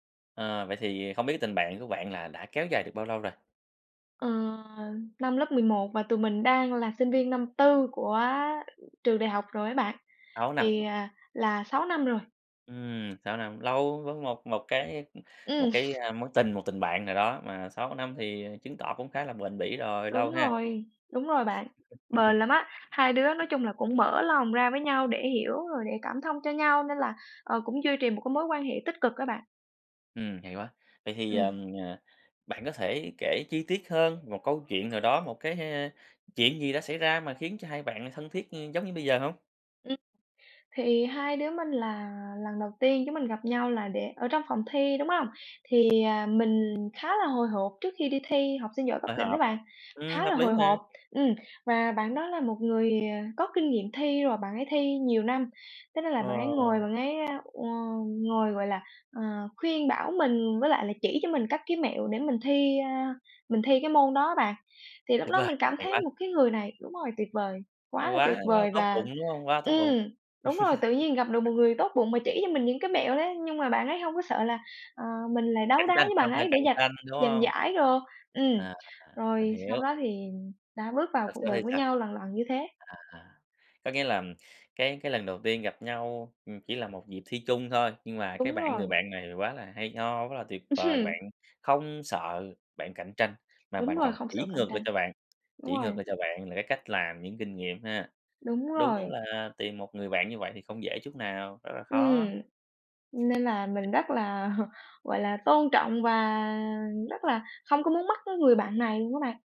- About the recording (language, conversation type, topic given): Vietnamese, podcast, Bạn có thể kể về vai trò của tình bạn trong đời bạn không?
- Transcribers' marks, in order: tapping; sniff; laugh; alarm; other background noise; laugh; chuckle; chuckle; drawn out: "và"